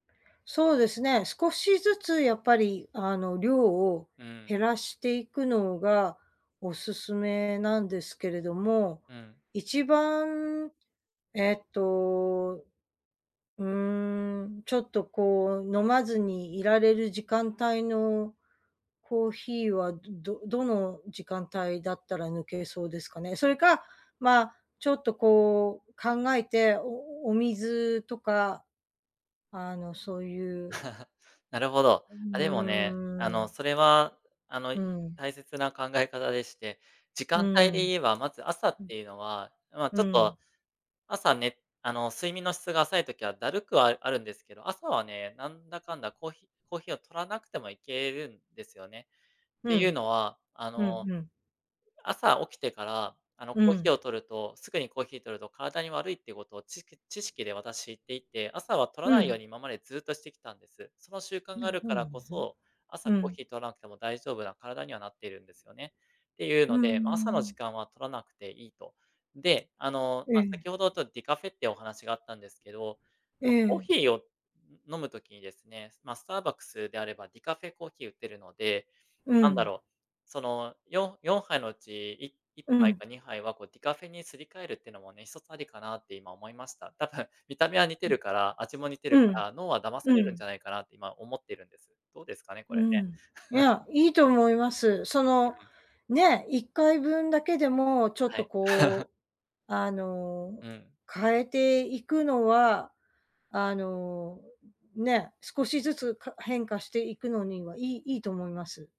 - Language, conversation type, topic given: Japanese, advice, カフェインや昼寝が原因で夜の睡眠が乱れているのですが、どうすれば改善できますか？
- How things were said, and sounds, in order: chuckle; unintelligible speech; laughing while speaking: "多分"; chuckle; laugh; tapping